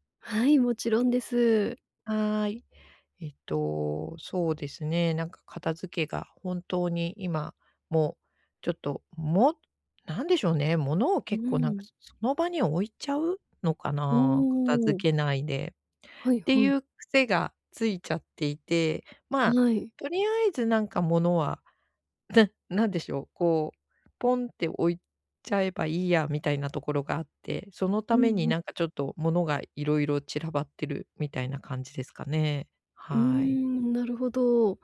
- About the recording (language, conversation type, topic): Japanese, advice, 家事や整理整頓を習慣にできない
- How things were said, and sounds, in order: scoff